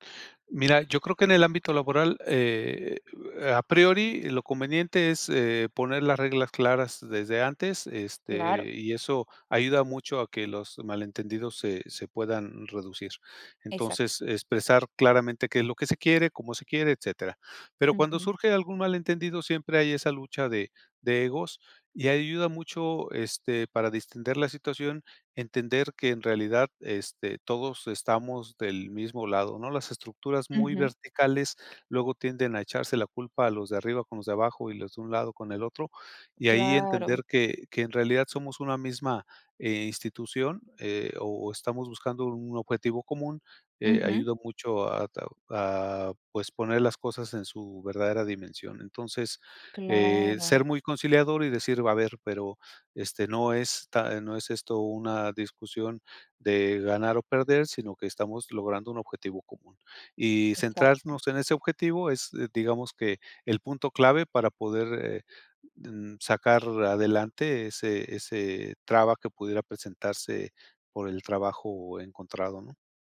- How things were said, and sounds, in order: none
- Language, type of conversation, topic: Spanish, podcast, ¿Cómo manejas conversaciones difíciles?